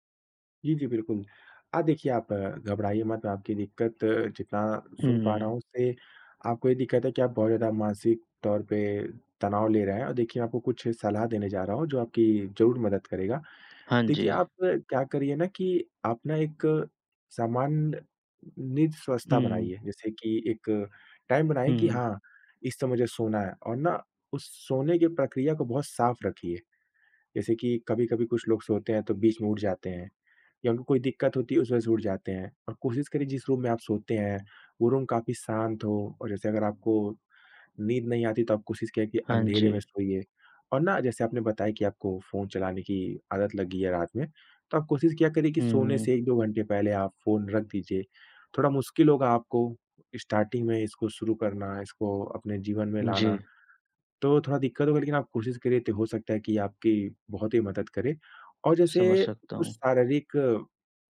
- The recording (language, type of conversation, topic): Hindi, advice, सोने से पहले चिंता और विचारों का लगातार दौड़ना
- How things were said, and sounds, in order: in English: "टाइम"; in English: "रूम"; in English: "रूम"; in English: "स्टार्टिंग"